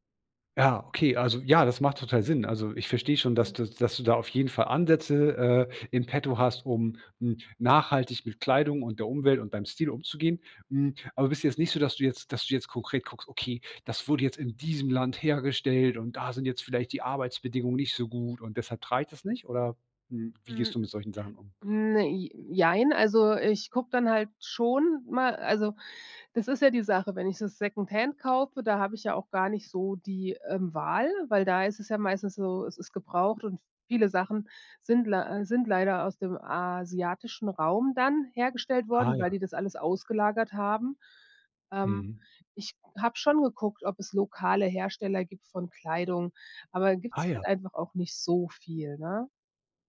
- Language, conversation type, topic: German, podcast, Wie hat sich dein Kleidungsstil über die Jahre verändert?
- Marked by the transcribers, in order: none